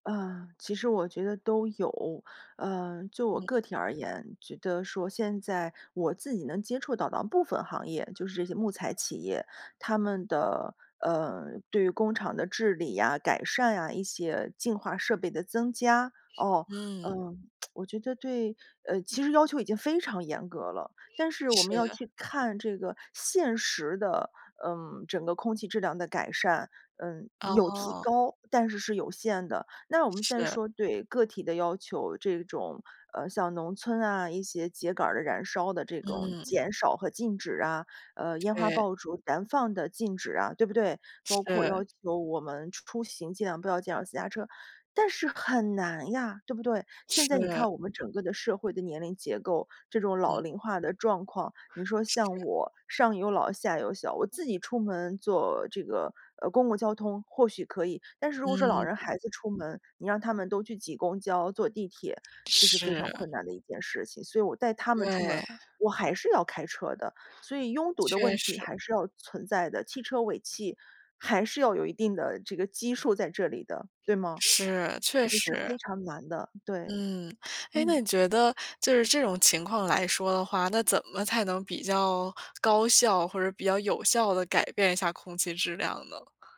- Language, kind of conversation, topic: Chinese, podcast, 你怎么看空气质量变化对健康的影响？
- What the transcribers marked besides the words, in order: alarm; other background noise; tsk